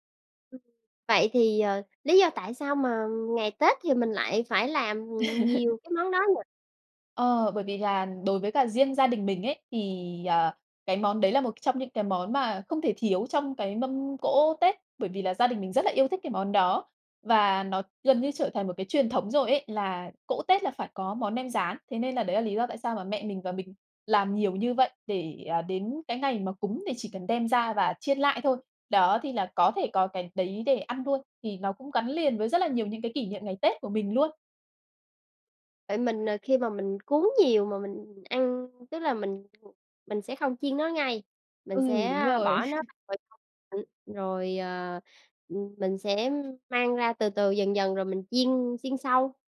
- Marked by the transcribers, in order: other background noise; tapping; laugh; laugh; unintelligible speech
- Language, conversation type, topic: Vietnamese, podcast, Món ăn giúp bạn giữ kết nối với người thân ở xa như thế nào?
- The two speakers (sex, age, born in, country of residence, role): female, 30-34, Vietnam, Malaysia, guest; female, 30-34, Vietnam, Vietnam, host